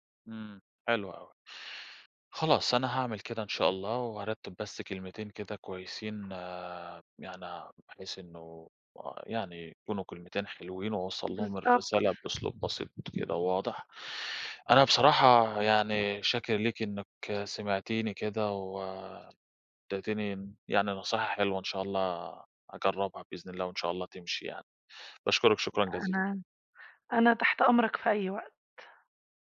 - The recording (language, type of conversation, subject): Arabic, advice, إزاي بتوصف إحساسك تجاه الضغط الاجتماعي اللي بيخليك تصرف أكتر في المناسبات والمظاهر؟
- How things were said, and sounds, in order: other background noise; tapping